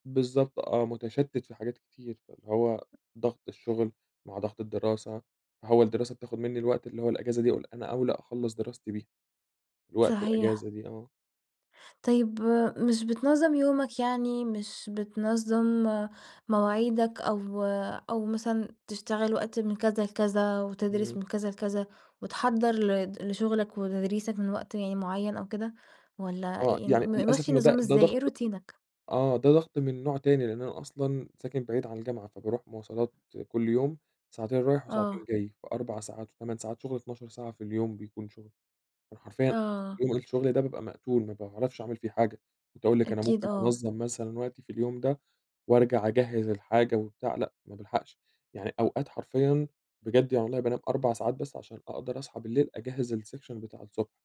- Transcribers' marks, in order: tapping; in English: "روتينك؟"; in English: "السكشن"
- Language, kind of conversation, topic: Arabic, advice, إزاي ضغط الشغل والمواعيد النهائية بيخلّوك حاسس بتوتر على طول؟